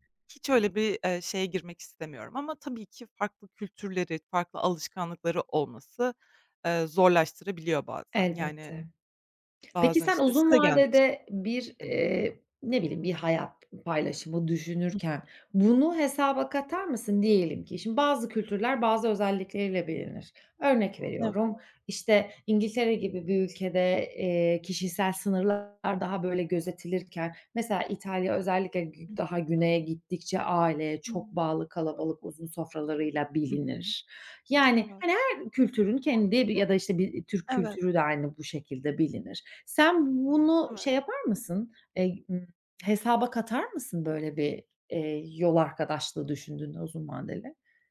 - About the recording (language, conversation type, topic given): Turkish, podcast, Bir ilişkiyi sürdürmek mi yoksa bitirmek mi gerektiğine nasıl karar verirsin?
- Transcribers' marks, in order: tapping; other background noise